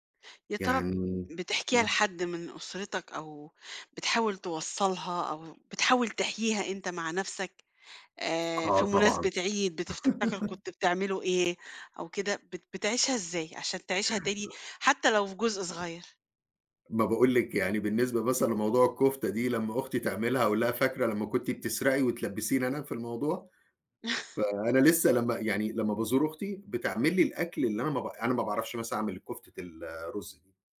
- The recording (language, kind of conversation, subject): Arabic, podcast, إيه الأكلة التقليدية اللي بتفكّرك بذكرياتك؟
- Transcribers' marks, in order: tapping; laugh; chuckle